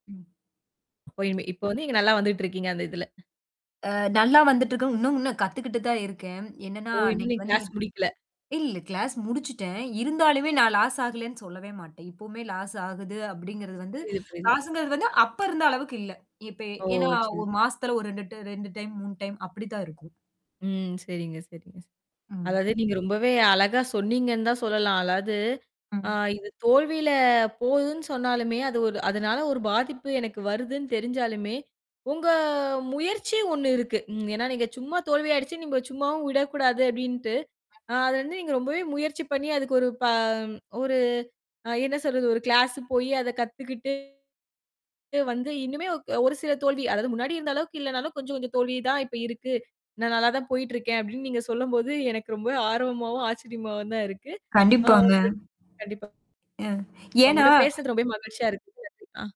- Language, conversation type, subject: Tamil, podcast, அந்த நாளின் தோல்வி இப்போது உங்கள் கலைப் படைப்புகளை எந்த வகையில் பாதித்திருக்கிறது?
- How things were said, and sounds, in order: tapping; in English: "கிளாஸ்"; in English: "கிளாஸ்"; in English: "லாஸ்"; in English: "லாஸ்"; other background noise; in English: "லாஸ்ங்கிறது"; mechanical hum; wind; drawn out: "தோல்வியில"; drawn out: "உங்க"; static; unintelligible speech